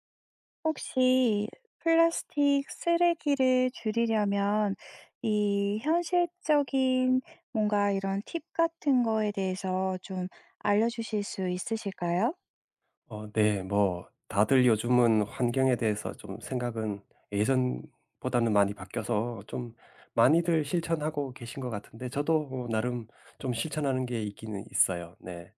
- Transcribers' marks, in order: none
- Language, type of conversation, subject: Korean, podcast, 플라스틱 쓰레기를 줄이기 위해 일상에서 실천할 수 있는 현실적인 팁을 알려주실 수 있나요?